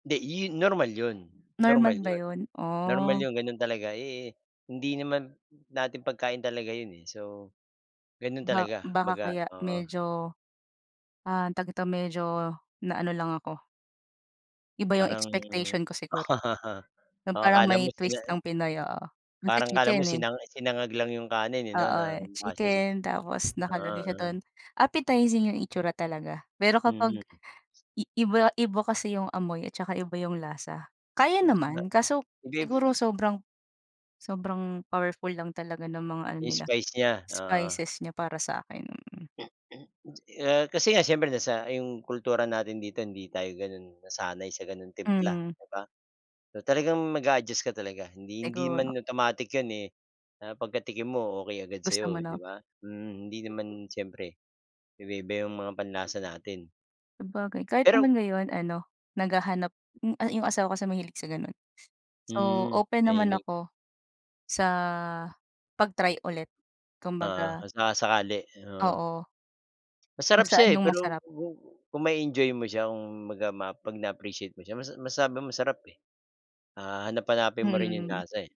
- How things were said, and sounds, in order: tapping; throat clearing
- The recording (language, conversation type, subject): Filipino, unstructured, Ano ang pinaka-masarap o pinaka-kakaibang pagkain na nasubukan mo?